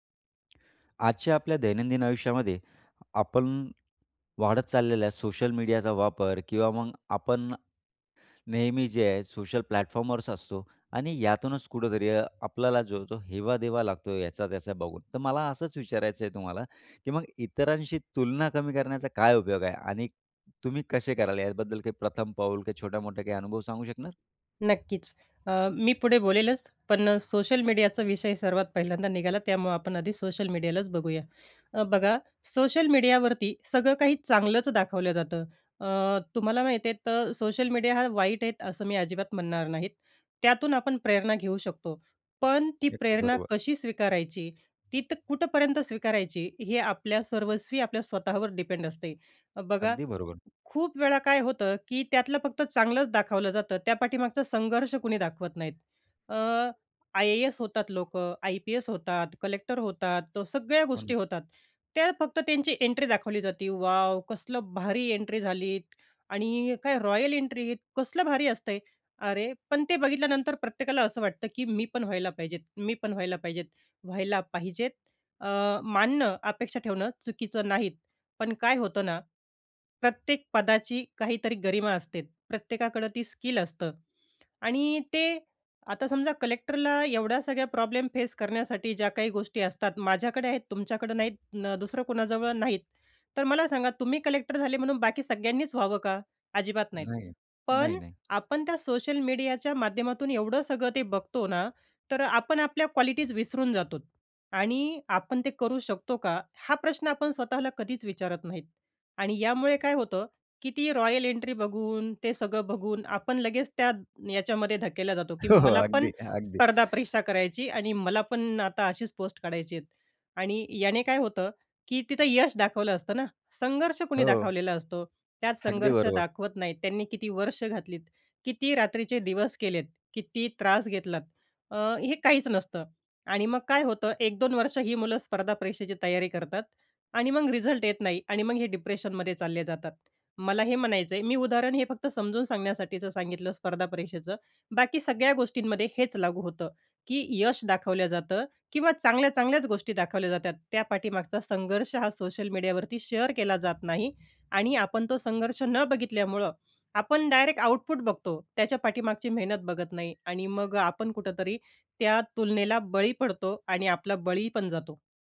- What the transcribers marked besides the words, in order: tapping; other background noise; in English: "प्लॅटफॉर्मवर"; laughing while speaking: "हो, हो"; in English: "शेअर"
- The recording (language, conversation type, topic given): Marathi, podcast, इतरांशी तुलना कमी करण्याचा उपाय काय आहे?